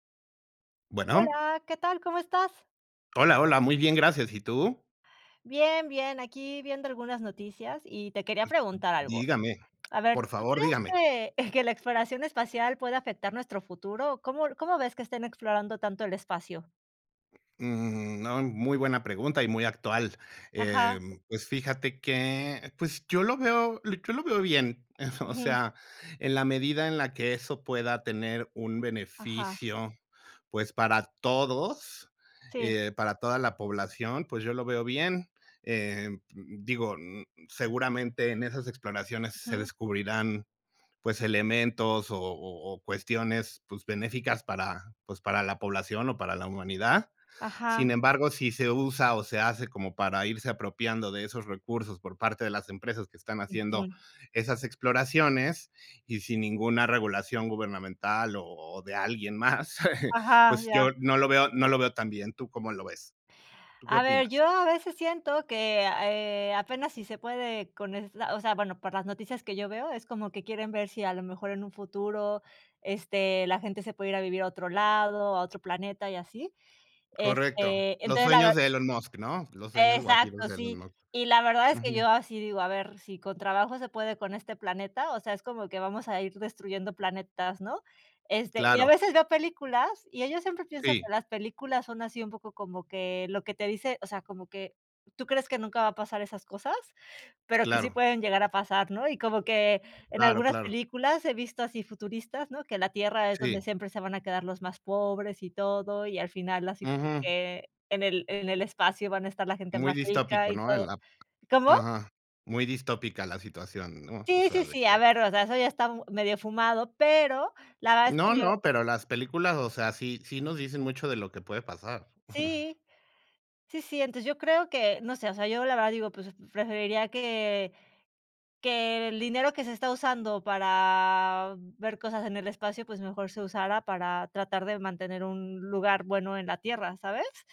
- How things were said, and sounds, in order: other noise; laughing while speaking: "que"; tapping; laughing while speaking: "O sea"; chuckle; drawn out: "para"
- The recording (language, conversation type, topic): Spanish, unstructured, ¿Cómo crees que la exploración espacial afectará nuestro futuro?